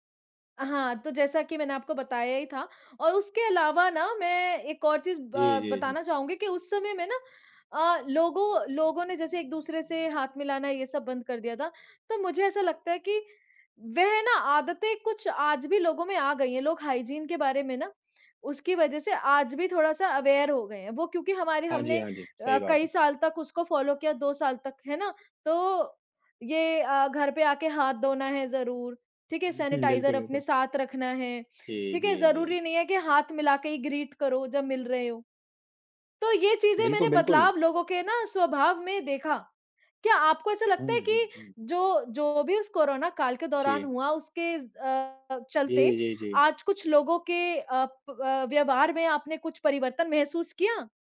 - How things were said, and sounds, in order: in English: "हाइजीन"; in English: "अवेयर"; in English: "फ़ॉलो"; in English: "ग्रीट"
- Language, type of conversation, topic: Hindi, unstructured, आपके हिसाब से कोरोना महामारी ने हमारे समाज में क्या-क्या बदलाव किए हैं?
- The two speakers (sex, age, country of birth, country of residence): female, 25-29, India, India; male, 35-39, India, India